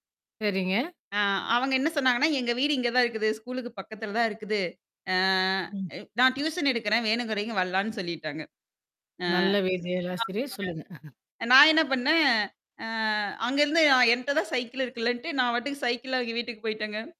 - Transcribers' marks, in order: other noise; drawn out: "ஆ"; other background noise; distorted speech; chuckle; "பாட்டுக்கு" said as "வாட்டுக்கு"
- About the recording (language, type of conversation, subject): Tamil, podcast, பள்ளிக் காலம் உங்கள் வாழ்க்கையில் என்னென்ன மாற்றங்களை கொண்டு வந்தது?